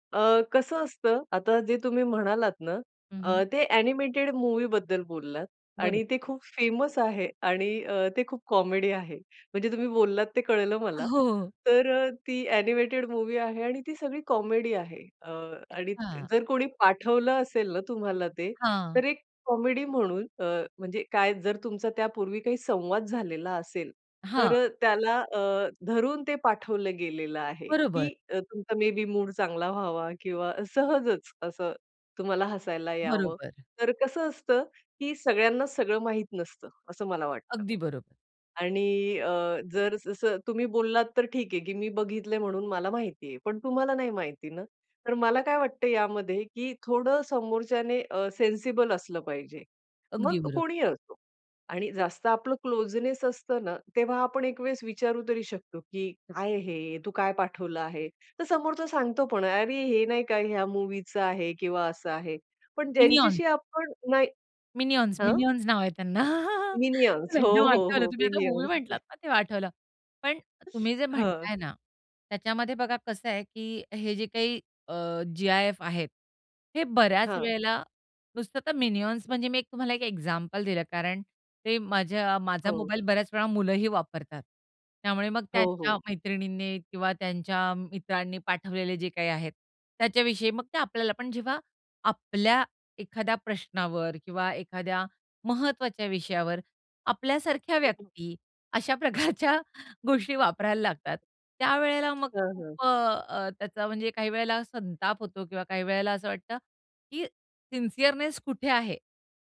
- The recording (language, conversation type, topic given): Marathi, podcast, तुम्ही इमोजी आणि GIF कधी आणि का वापरता?
- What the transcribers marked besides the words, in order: other background noise; in English: "फेमस"; in English: "कॉमेडी"; in English: "कॉमेडी"; in English: "कॉमेडी"; tapping; in English: "मे बी"; in English: "सेन्सिबल"; laughing while speaking: "त्यांना. एकदम आठवलं तुम्ही आता मूव्ही म्हटलात ना"; chuckle; other noise; laughing while speaking: "प्रकारच्या"; in English: "सिन्सियरनेस"